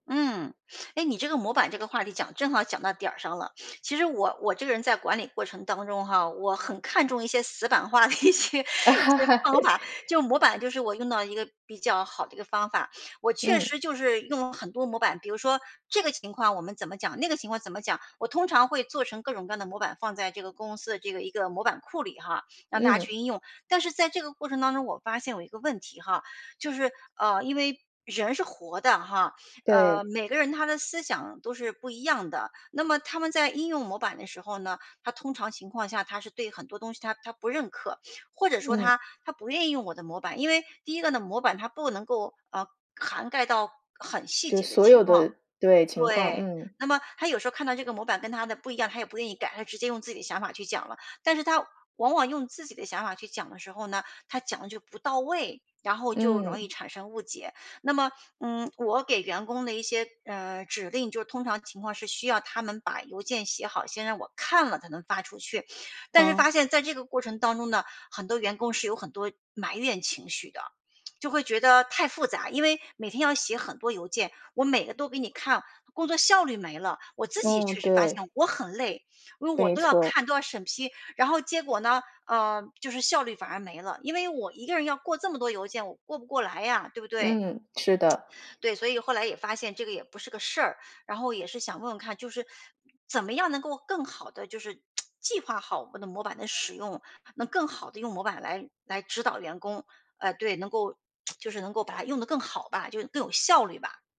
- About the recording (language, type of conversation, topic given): Chinese, advice, 如何用文字表达复杂情绪并避免误解？
- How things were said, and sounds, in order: tapping; other background noise; laugh; laughing while speaking: "一些 一些方法"; lip smack; tsk; lip smack; lip smack